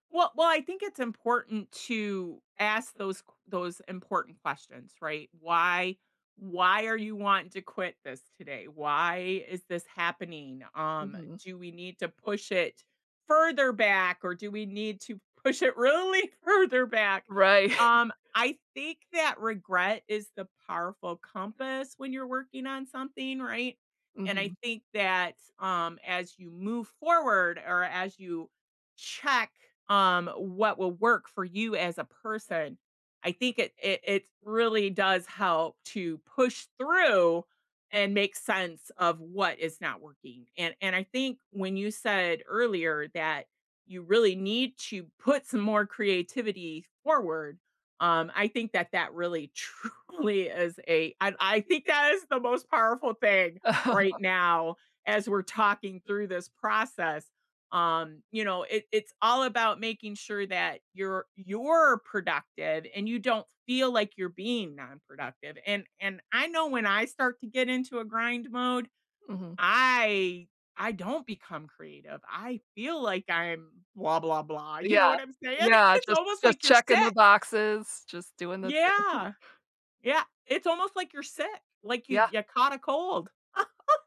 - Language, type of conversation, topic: English, unstructured, How do you handle goals that start out fun but eventually become a grind?
- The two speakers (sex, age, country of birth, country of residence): female, 40-44, United States, United States; female, 55-59, United States, United States
- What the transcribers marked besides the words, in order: stressed: "really"; tapping; laughing while speaking: "Right"; chuckle; laughing while speaking: "truly"; other noise; laugh; chuckle; drawn out: "Yeah"; chuckle; laugh